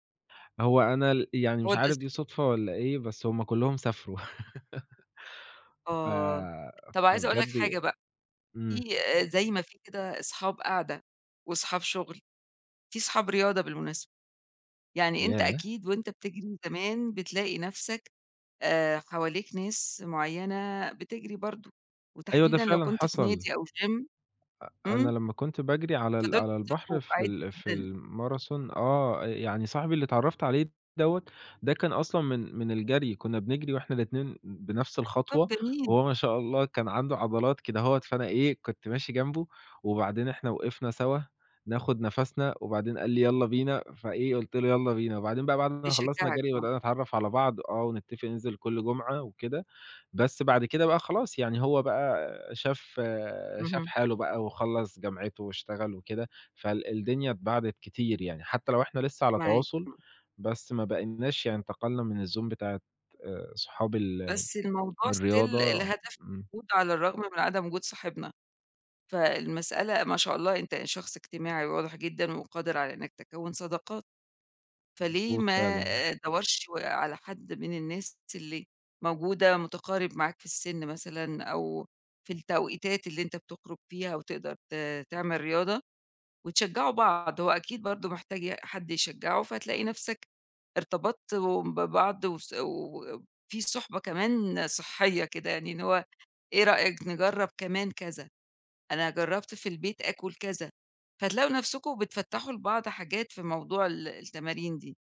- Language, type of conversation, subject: Arabic, advice, إزاي أبدأ أمارس رياضة وأنا خايف أفشل أو أتحرج؟
- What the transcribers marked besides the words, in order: unintelligible speech; tapping; laugh; in English: "Gym"; other background noise; in English: "Marathon"; in English: "الZone"; in English: "Still"